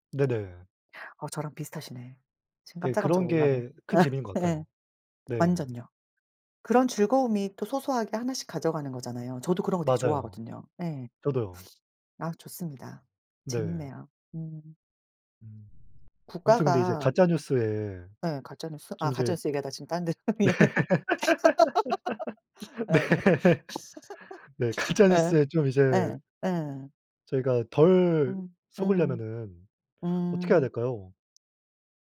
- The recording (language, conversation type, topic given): Korean, unstructured, 가짜 뉴스가 사회에 어떤 영향을 미칠까요?
- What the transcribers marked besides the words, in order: tapping; laughing while speaking: "예"; sniff; laughing while speaking: "네. 네"; laugh; laughing while speaking: "딴 데로 예"; laughing while speaking: "가짜"; laugh; other background noise